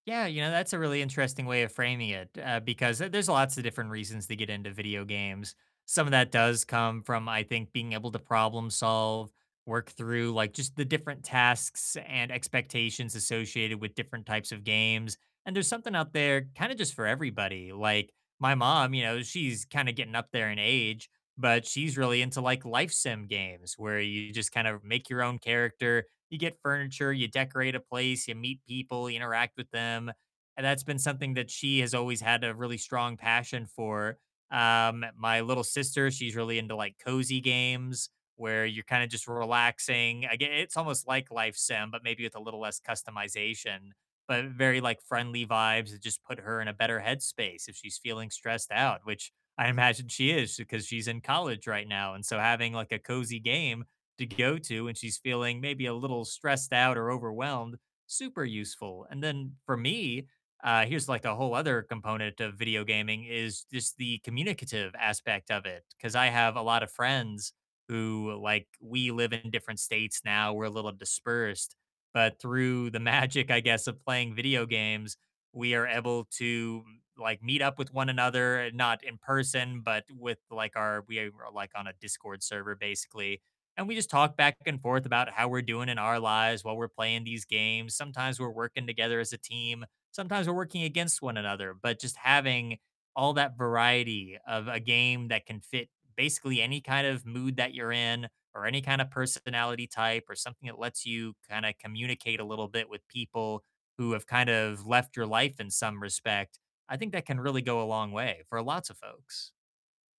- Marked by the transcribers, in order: distorted speech; other background noise; laughing while speaking: "the magic"
- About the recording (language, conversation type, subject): English, unstructured, How do you convince someone to try a new hobby?
- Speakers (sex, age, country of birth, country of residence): male, 20-24, United States, United States; male, 30-34, United States, United States